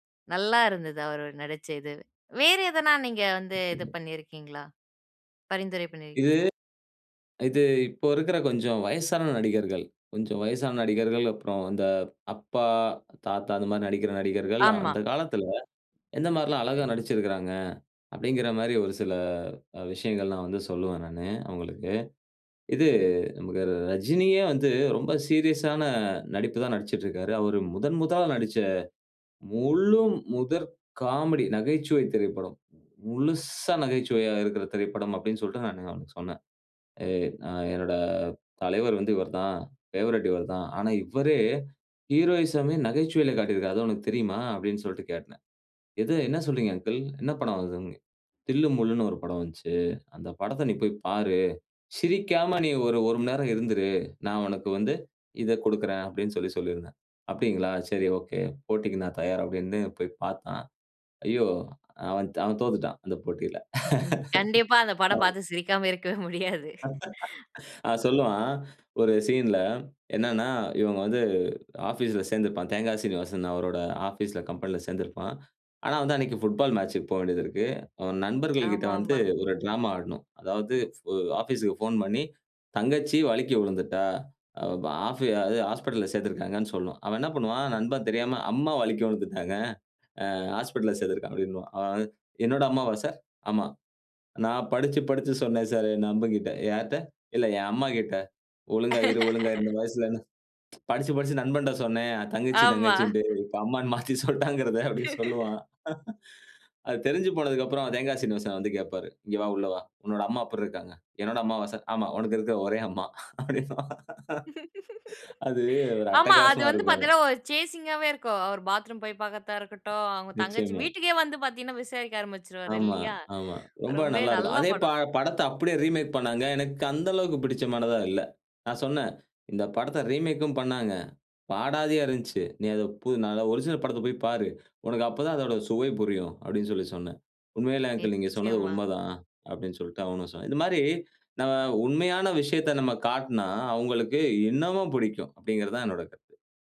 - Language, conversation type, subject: Tamil, podcast, பழைய ஹிட் பாடலுக்கு புதிய கேட்போர்களை எப்படிக் கவர முடியும்?
- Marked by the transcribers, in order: in English: "ஹீரோயிசம்"; chuckle; laugh; unintelligible speech; laughing while speaking: "இருக்கவே முடியாது"; laugh; inhale; put-on voice: "ஆபீஸ்"; laugh; laughing while speaking: "ஆமா"; laughing while speaking: "இப்ப அம்மானு மாத்தி சொல்ட்டாங்கிறத"; laugh; chuckle; inhale; laugh; inhale; laughing while speaking: "அப்டின்பான்"; in English: "சேசிங்காவே"; put-on voice: "ரொம்பவே நல்ல படம்!"; in English: "ரீமேக்"; in English: "ரீமேக்கும்"; put-on voice: "பாடாதியா"